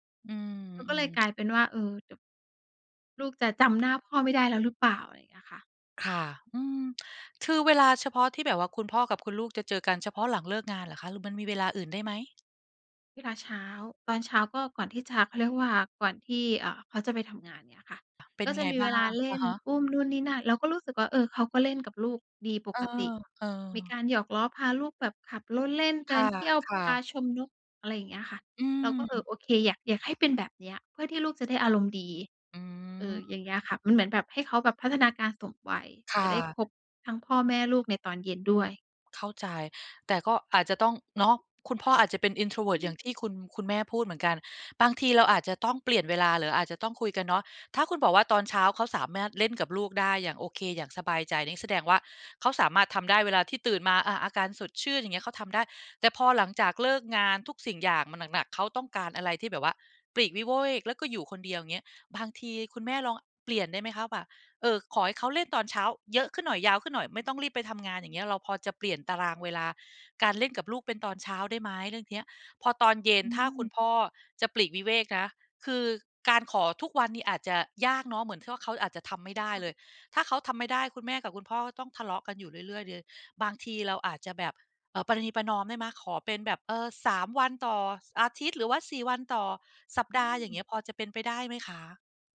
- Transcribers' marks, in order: "สามารถ" said as "สาแมด"; "วิเวก" said as "วิโว่เอ้ก"
- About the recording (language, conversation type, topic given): Thai, advice, ฉันควรจัดการอารมณ์และปฏิกิริยาที่เกิดซ้ำๆ ในความสัมพันธ์อย่างไร?